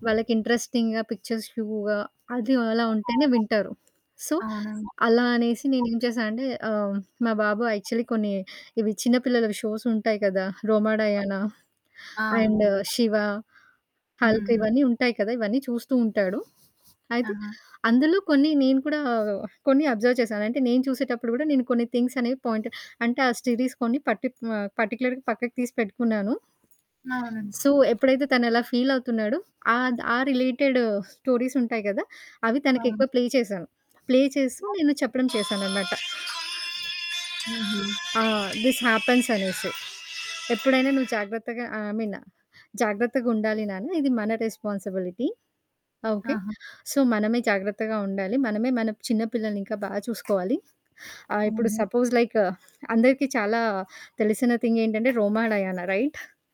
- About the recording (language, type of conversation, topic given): Telugu, podcast, పిల్లల పట్ల మీ ప్రేమను మీరు ఎలా వ్యక్తపరుస్తారు?
- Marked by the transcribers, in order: static; in English: "ఇంట్రెస్టింగ్‌గా పిక్చర్స్ వ్యూగా"; background speech; distorted speech; in English: "సో"; other background noise; in English: "యాక్చువల్లీ"; in English: "అండ్"; in English: "అబ్జర్వ్"; in English: "థింగ్స్"; in English: "పాయింట్"; in English: "సిరీస్"; in English: "పర్టిక్యులర్‌గా"; in English: "సో"; in English: "ప్లే"; unintelligible speech; in English: "ప్లే"; alarm; in English: "దిస్ హ్యాపెన్స్"; in English: "ఐ మీన్"; in English: "రెస్పాన్సిబిలిటీ"; in English: "సో"; tapping; in English: "సపోజ్ లైక్"; in English: "థింగ్"; in English: "రైట్!"